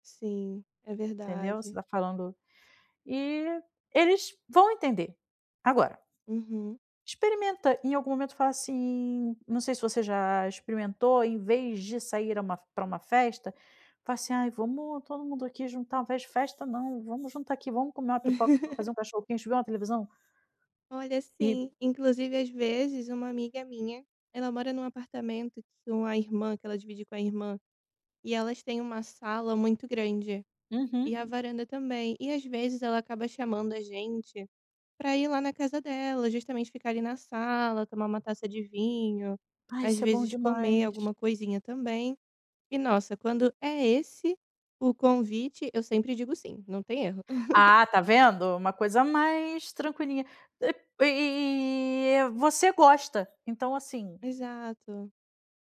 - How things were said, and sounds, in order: laugh; laugh
- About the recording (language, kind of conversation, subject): Portuguese, advice, Como posso recusar convites sociais sem medo de desagradar?